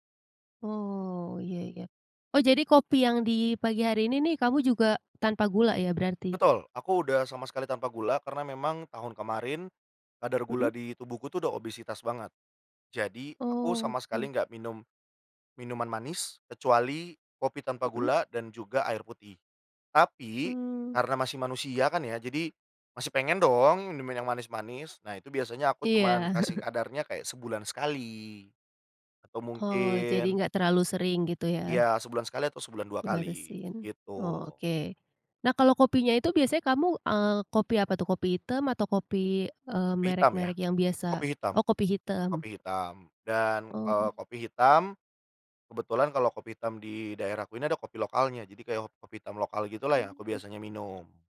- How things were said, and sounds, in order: chuckle
- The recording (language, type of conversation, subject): Indonesian, podcast, Apa peran kopi atau teh di pagi harimu?